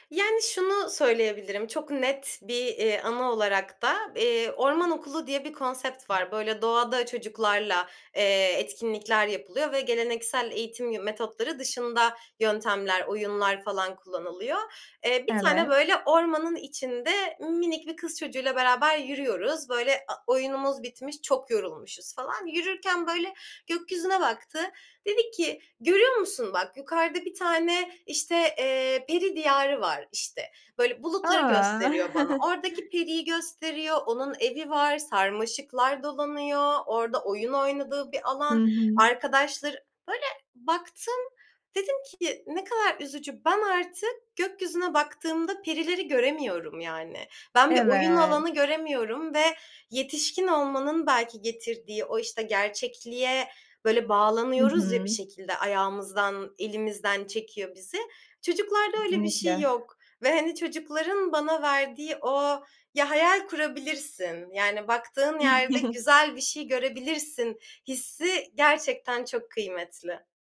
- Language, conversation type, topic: Turkish, podcast, Tek başına seyahat etmekten ne öğrendin?
- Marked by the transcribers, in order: other background noise; chuckle; drawn out: "Evet"; tapping; chuckle